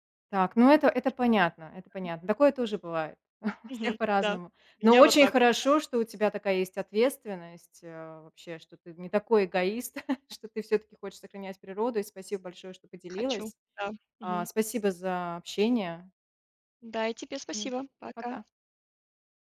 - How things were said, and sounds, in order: other noise; chuckle; chuckle
- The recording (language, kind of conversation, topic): Russian, podcast, Какие простые привычки помогают не вредить природе?